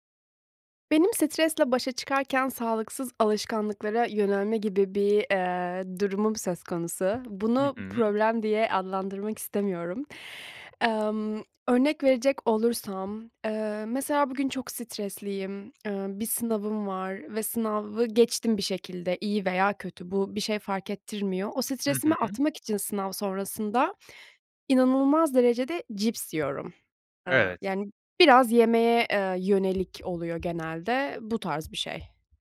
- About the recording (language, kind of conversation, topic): Turkish, advice, Stresle başa çıkarken sağlıksız alışkanlıklara neden yöneliyorum?
- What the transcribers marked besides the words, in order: tapping